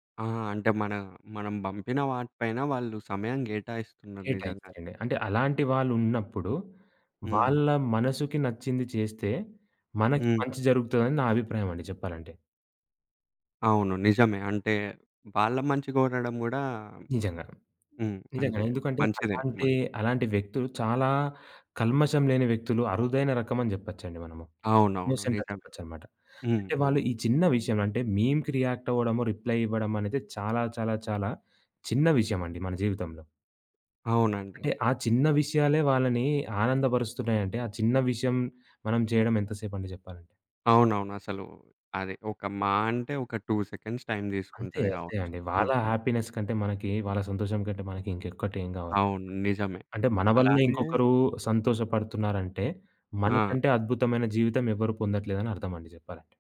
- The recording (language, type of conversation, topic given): Telugu, podcast, టెక్స్ట్ vs వాయిస్ — ఎప్పుడు ఏదాన్ని ఎంచుకుంటారు?
- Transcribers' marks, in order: tapping; in English: "మీమ్‌కి రియాక్ట్"; in English: "రిప్లై"; in English: "టూ సెకండ్స్"; in English: "హ్యాపీనెస్"; other background noise